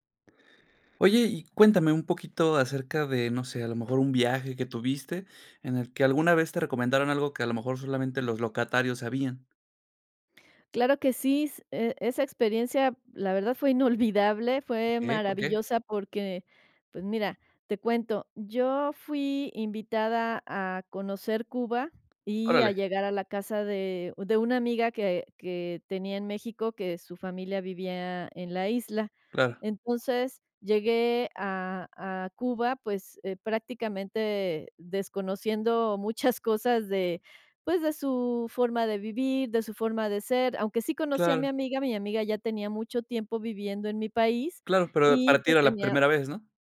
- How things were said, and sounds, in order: other background noise; laughing while speaking: "muchas"; other noise
- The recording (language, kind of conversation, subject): Spanish, podcast, ¿Alguna vez te han recomendado algo que solo conocen los locales?